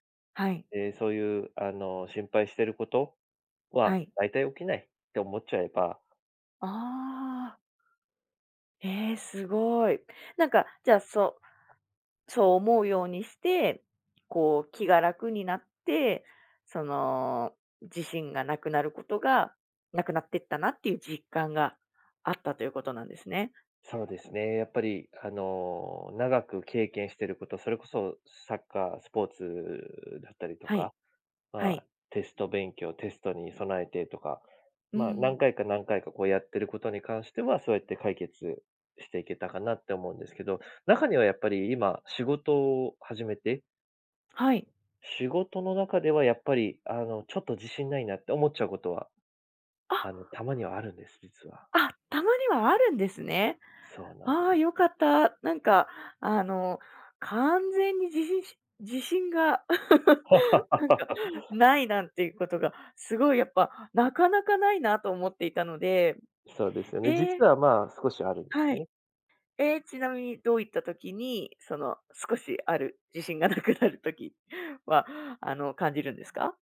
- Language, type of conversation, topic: Japanese, podcast, 自信がないとき、具体的にどんな対策をしていますか?
- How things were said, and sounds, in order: laugh; laughing while speaking: "なくなる"